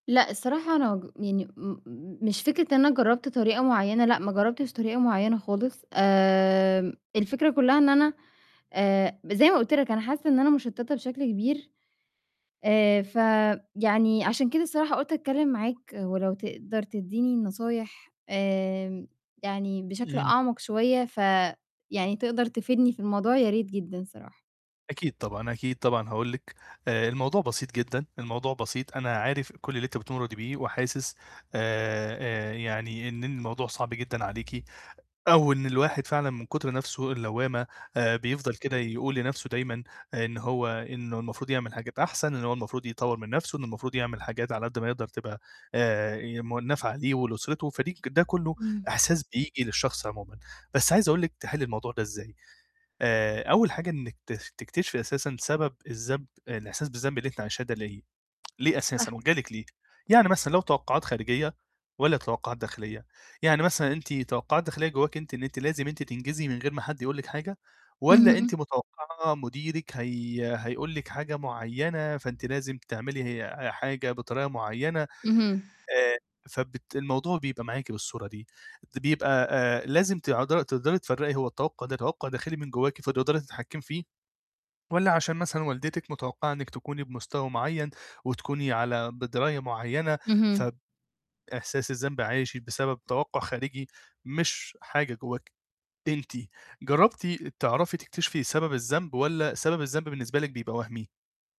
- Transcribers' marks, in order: "بتمُرّي" said as "بتمُردي"; static
- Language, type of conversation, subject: Arabic, advice, ليه بحس بالذنب لما أرتاح وأستمتع بالراحة بدل ما أشتغل؟